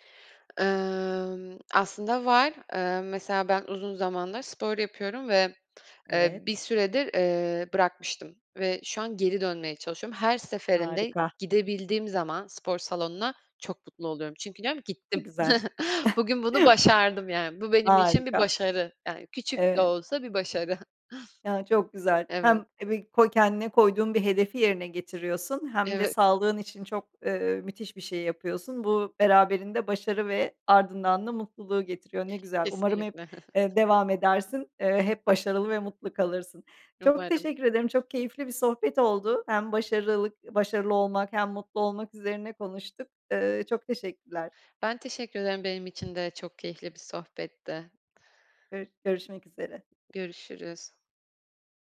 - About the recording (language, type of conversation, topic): Turkish, podcast, Senin için mutlu olmak mı yoksa başarılı olmak mı daha önemli?
- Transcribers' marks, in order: tapping; chuckle; other background noise; laughing while speaking: "başarı"; chuckle